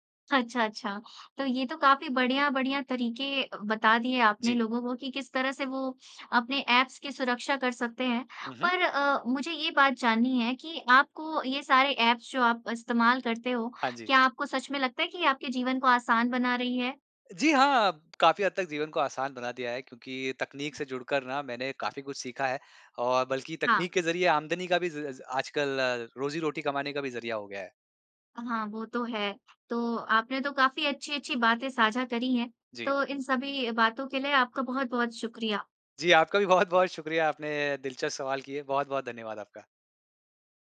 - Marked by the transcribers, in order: in English: "ऐप्स"; in English: "ऐप्स"; laughing while speaking: "बहुत-बहुत"
- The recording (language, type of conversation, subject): Hindi, podcast, कौन सा ऐप आपकी ज़िंदगी को आसान बनाता है और क्यों?